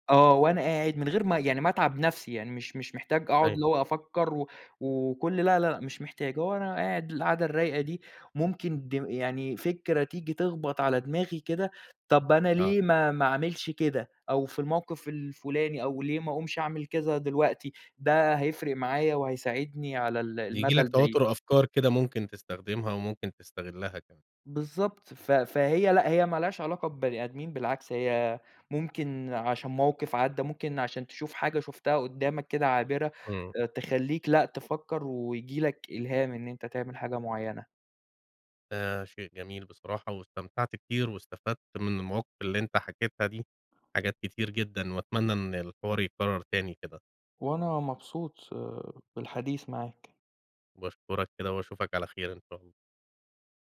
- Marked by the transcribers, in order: tapping
- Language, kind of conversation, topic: Arabic, podcast, احكيلي عن مرة قابلت فيها حد ألهمك؟